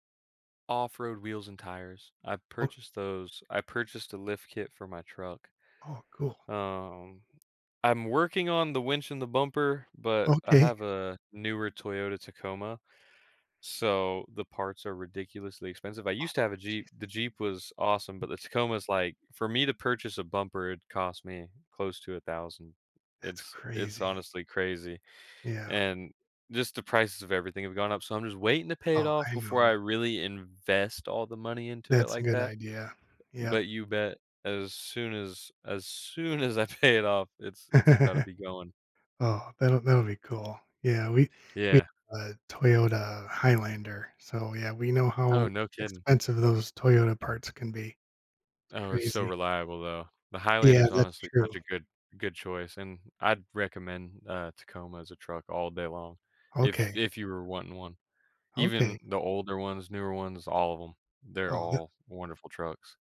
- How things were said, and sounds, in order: other background noise; laughing while speaking: "as I pay"; chuckle
- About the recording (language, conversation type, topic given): English, unstructured, What factors influence your choice between going out or staying in for the evening?
- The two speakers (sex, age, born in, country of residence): male, 25-29, United States, United States; male, 55-59, United States, United States